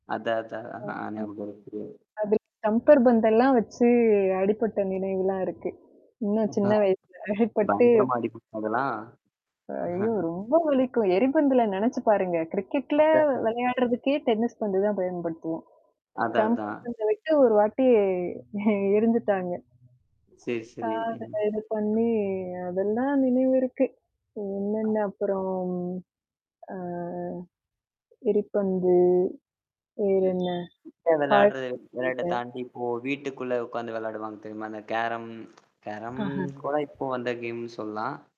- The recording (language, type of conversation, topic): Tamil, podcast, வீடியோ கேம்கள் இல்லாத காலத்தில் நீங்கள் விளையாடிய விளையாட்டுகளைப் பற்றிய நினைவுகள் உங்களுக்குள்ளதா?
- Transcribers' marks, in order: mechanical hum; in English: "ஸ்டம்பர்"; laughing while speaking: "சின்ன, சின்ன வயசு, அடிப்பட்டு"; distorted speech; chuckle; in English: "டென்னிஸ்"; other background noise; in English: "ஸ்டம்ஃபர்"; unintelligible speech; chuckle; other noise; horn; in English: "கேரம் கேரம்"; static